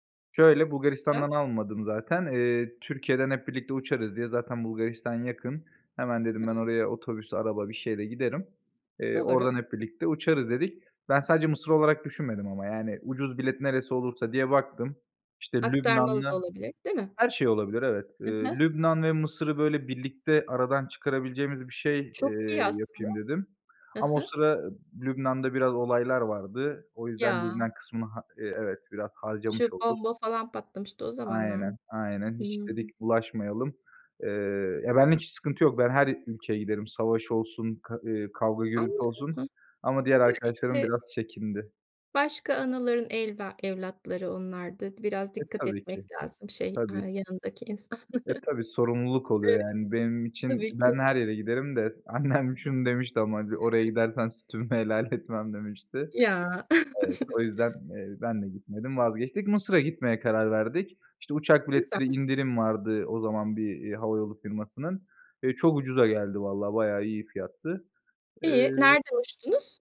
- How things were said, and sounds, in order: other background noise; laughing while speaking: "insanlara"; chuckle; laughing while speaking: "annem"; unintelligible speech; chuckle; laughing while speaking: "etmem"; chuckle
- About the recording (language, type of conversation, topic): Turkish, podcast, En unutulmaz seyahat anını anlatır mısın?